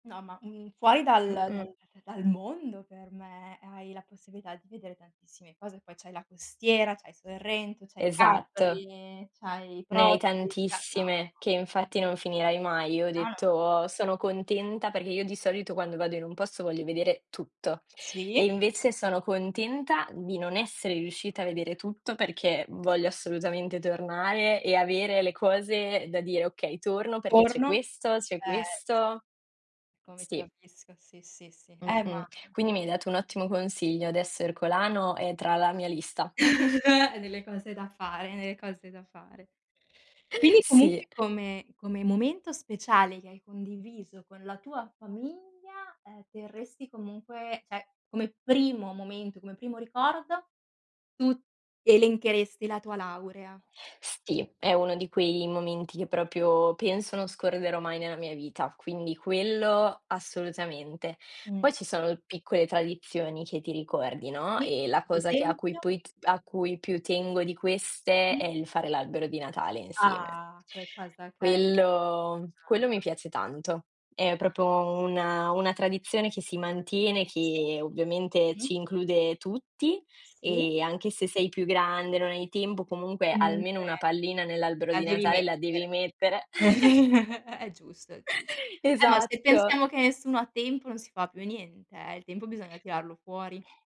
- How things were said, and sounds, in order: chuckle; "cioè" said as "ceh"; "proprio" said as "propio"; drawn out: "Ah!"; "proprio" said as "propro"; chuckle; chuckle; other background noise
- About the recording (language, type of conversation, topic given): Italian, unstructured, Qual è un momento speciale che hai condiviso con la tua famiglia?